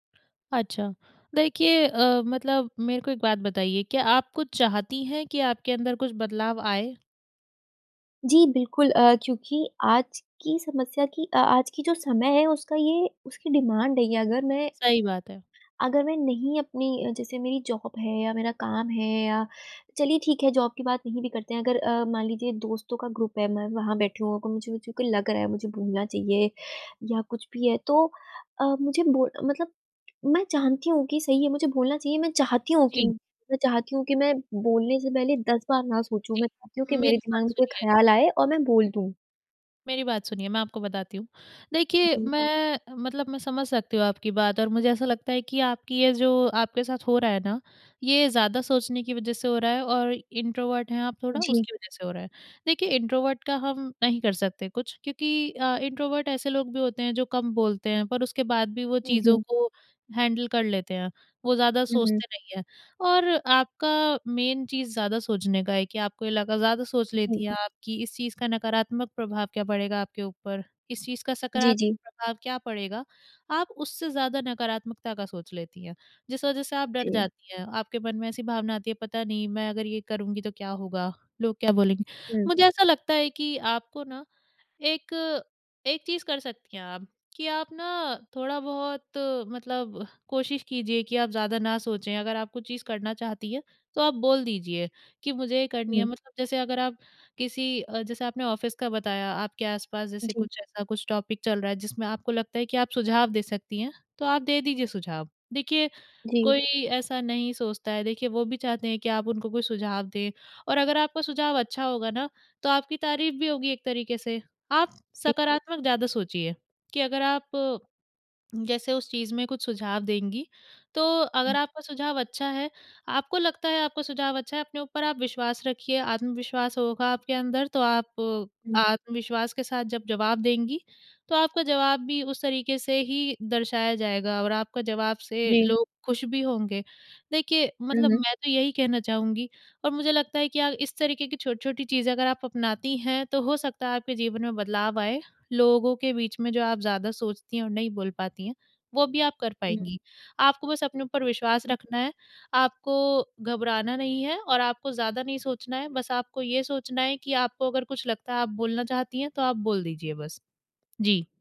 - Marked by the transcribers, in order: in English: "डिमांड"; in English: "जॉब"; in English: "जॉब"; in English: "ग्रुप"; in English: "इंट्रोवर्ट"; in English: "इंट्रोवर्ट"; in English: "इंट्रोवर्ट"; in English: "हैंडल"; in English: "मेन"; in English: "ऑफ़िस"; in English: "टॉपिक"
- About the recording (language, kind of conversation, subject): Hindi, advice, क्या मुझे नए समूह में स्वीकार होने के लिए अपनी रुचियाँ छिपानी चाहिए?